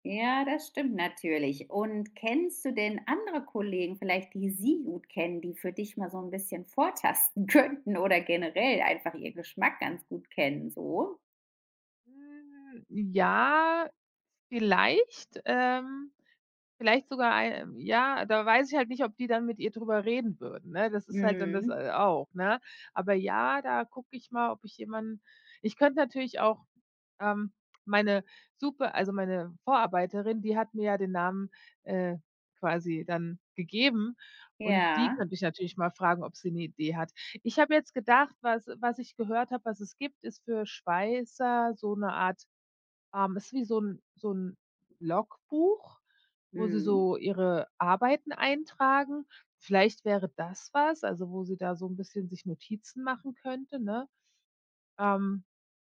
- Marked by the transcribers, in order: stressed: "sie"; put-on voice: "vortasten"; laughing while speaking: "könnten"; drawn out: "Hm, ja"; other background noise
- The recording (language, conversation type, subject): German, advice, Welche Geschenkideen gibt es, wenn mir für meine Freundin nichts einfällt?